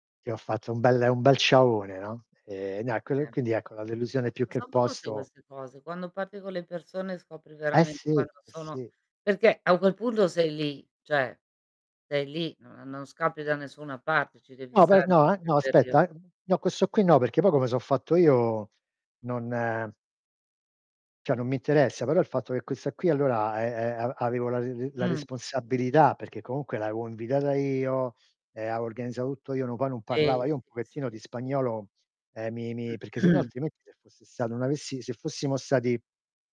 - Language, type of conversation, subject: Italian, unstructured, Qual è stato il tuo viaggio più deludente e perché?
- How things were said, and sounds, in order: static; distorted speech; tapping; "cioè" said as "ceh"; other background noise; "cioè" said as "ceh"; throat clearing